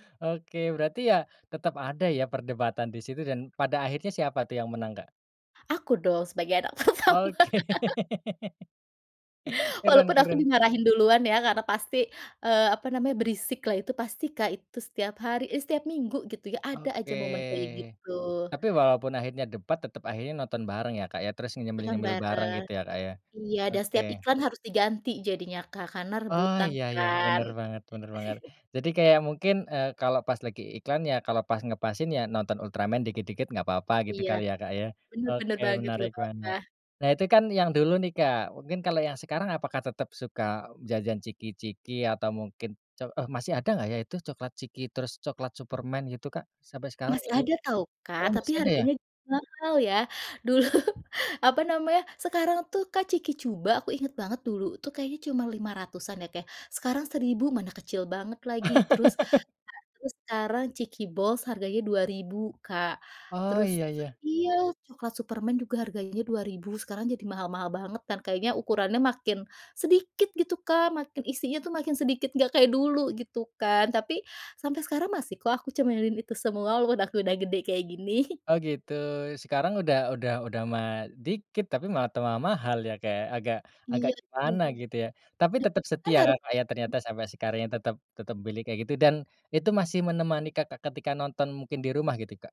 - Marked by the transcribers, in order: laughing while speaking: "pertama"; laugh; chuckle; laughing while speaking: "dulu"; laugh; laughing while speaking: "gini"; unintelligible speech
- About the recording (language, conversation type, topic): Indonesian, podcast, Apakah ada camilan yang selalu kamu kaitkan dengan momen menonton di masa lalu?